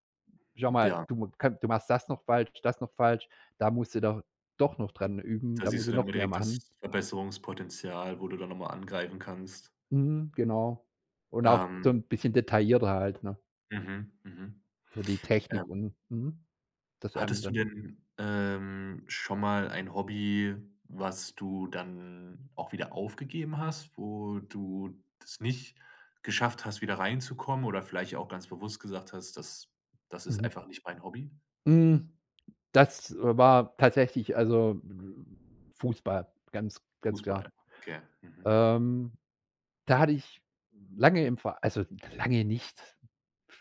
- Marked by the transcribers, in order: other noise
- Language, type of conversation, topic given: German, podcast, Wie findest du Motivation für ein Hobby, das du vernachlässigt hast?